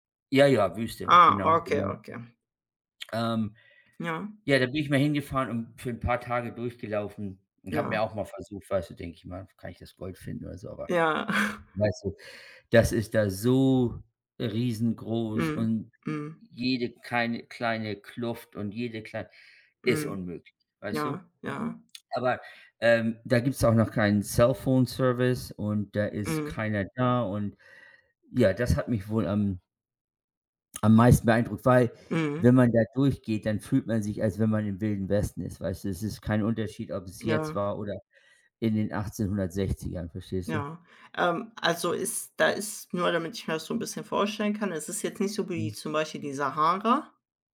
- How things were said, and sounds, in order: snort; in English: "Cellphone-Service"
- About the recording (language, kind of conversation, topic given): German, unstructured, Was war dein schönstes Erlebnis auf Reisen?